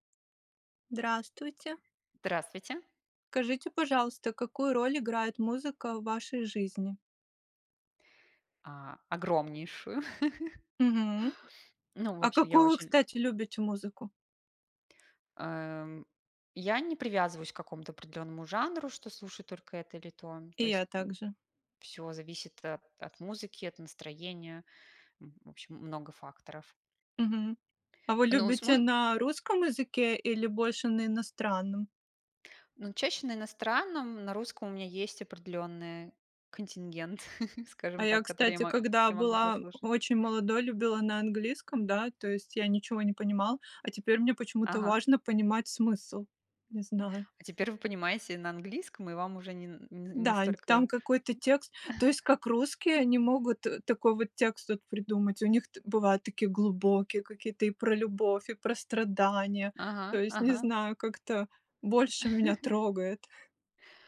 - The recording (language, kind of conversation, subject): Russian, unstructured, Какую роль играет музыка в твоей жизни?
- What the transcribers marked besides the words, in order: laugh; chuckle; other noise; chuckle; chuckle